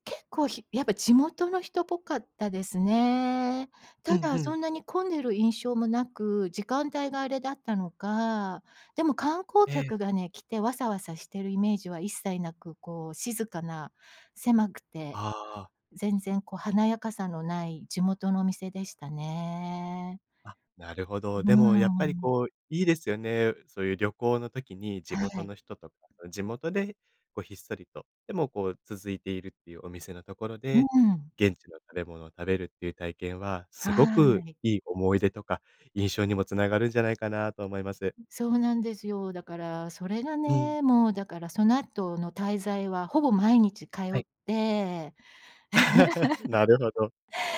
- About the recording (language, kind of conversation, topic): Japanese, podcast, 旅行で一番印象に残った体験は何ですか？
- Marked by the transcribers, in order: other noise; other background noise; laugh